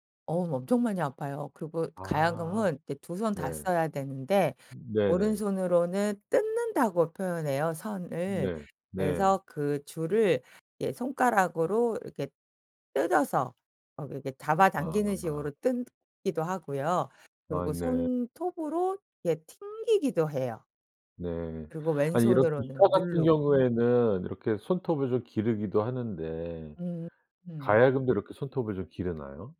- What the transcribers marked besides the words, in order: other background noise
- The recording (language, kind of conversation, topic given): Korean, podcast, 요즘 푹 빠져 있는 취미가 무엇인가요?